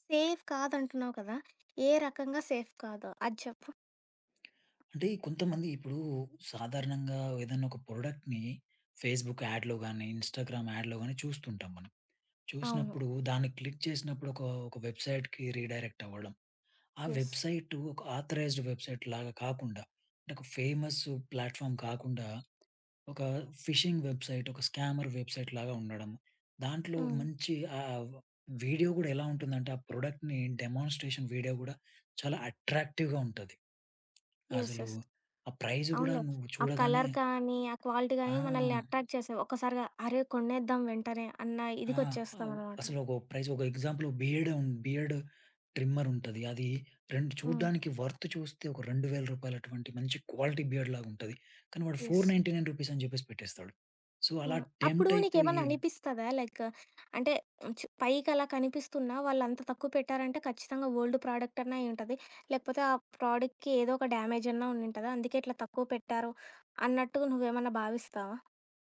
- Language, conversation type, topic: Telugu, podcast, ఆన్‌లైన్ షాపింగ్‌లో మీరు ఎలా సురక్షితంగా ఉంటారు?
- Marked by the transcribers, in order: in English: "సేఫ్"; other background noise; in English: "సేఫ్"; tapping; in English: "ప్రోడక్ట్‌ని ఫేస్‌బుక్ యాడ్‌లో"; in English: "ఇన్‌స్టాగ్రామ్ యాడ్‌లో"; in English: "క్లిక్"; in English: "వెబ్‌సైట్‌కి రీడైరెక్ట్"; in English: "యెస్"; in English: "వెబ్‌సైట్"; in English: "ఆథరై‌జ్‌డ్ వెబ్‌సైట్"; in English: "ఫేమస్ ప్లాట్‌ఫామ్"; in English: "ఫిషింగ్ వెబ్‌సైట్"; in English: "స్కామర్ వెబ్‌సైట్"; in English: "ప్రొడక్ట్‌ని డెమాన్‌స్ట్రెషన్ వీడియో"; in English: "అట్రాక్టివ్‌గా"; in English: "యెస్ యెస్"; in English: "ప్రైజ్"; in English: "కలర్"; in English: "క్వాలిటీ"; in English: "అట్రాక్ట్"; in English: "ప్రైజ్"; in English: "ఎగ్జాంపుల్"; in English: "బియర్డ్ ట్రిమ్మర్"; in English: "వర్త్"; in English: "క్వాలిటీ బియర్డ్"; in English: "యెస్"; in English: "సో"; in English: "లైక్"; in English: "ఓల్డ్ ప్రాడక్ట్"; in English: "ప్రాడక్ట్‌కి"; in English: "డ్యామేజ్"